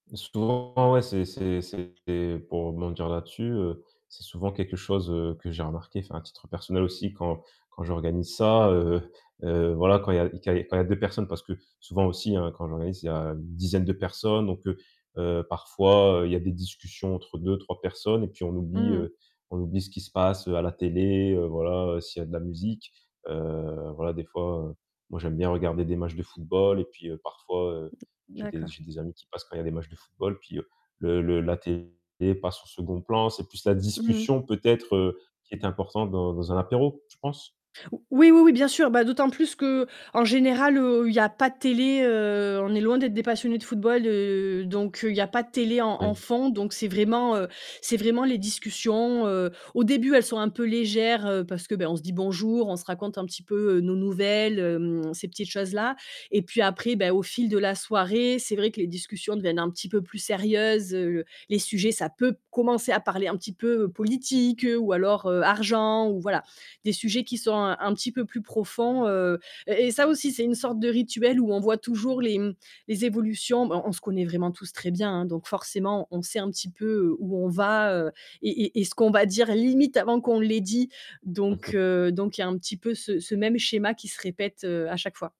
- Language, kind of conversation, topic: French, podcast, Peux-tu nous raconter l’un de tes rituels d’apéro entre amis ?
- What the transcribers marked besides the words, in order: distorted speech; other noise; chuckle